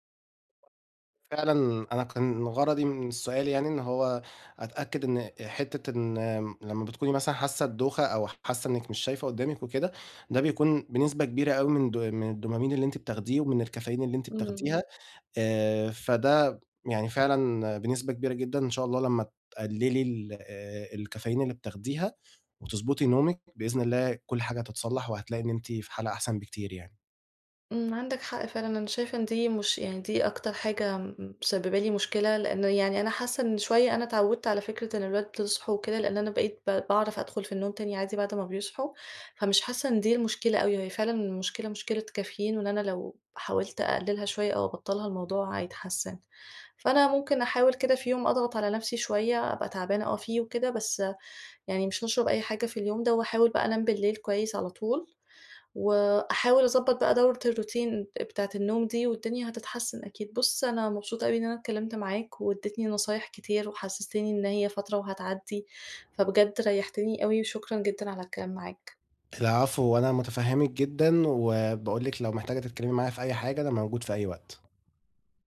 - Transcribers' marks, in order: other background noise; in English: "الروتين"
- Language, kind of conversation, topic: Arabic, advice, إزاي أحسّن جودة نومي بالليل وأصحى الصبح بنشاط أكبر كل يوم؟